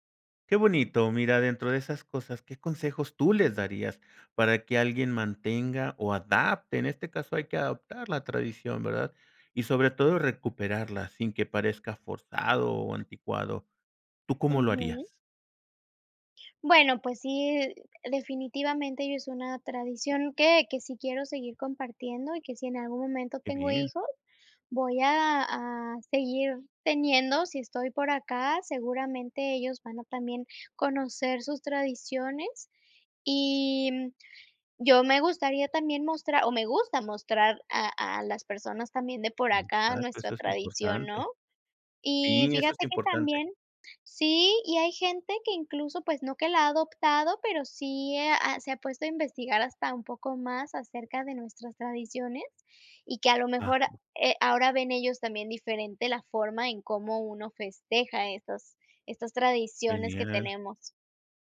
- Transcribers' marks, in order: tapping
- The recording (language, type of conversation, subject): Spanish, podcast, Cuéntame, ¿qué tradiciones familiares te importan más?